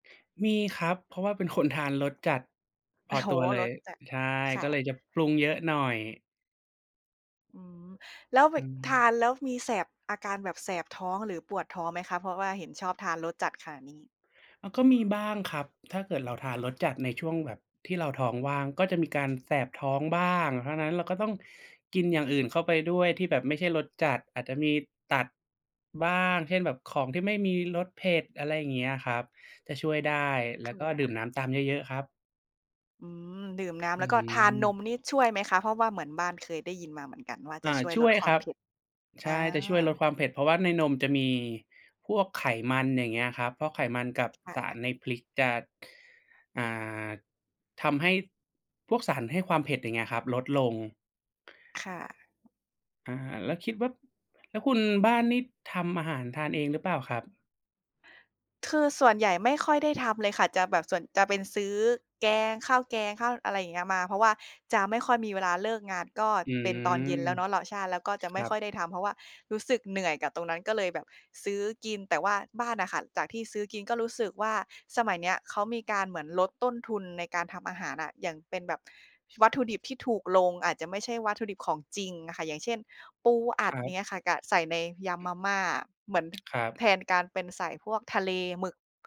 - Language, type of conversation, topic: Thai, unstructured, คุณคิดอย่างไรเกี่ยวกับการใช้วัตถุดิบปลอมในอาหาร?
- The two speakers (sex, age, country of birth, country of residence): female, 25-29, Thailand, Thailand; male, 25-29, Thailand, Thailand
- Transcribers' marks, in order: other background noise; tapping; other noise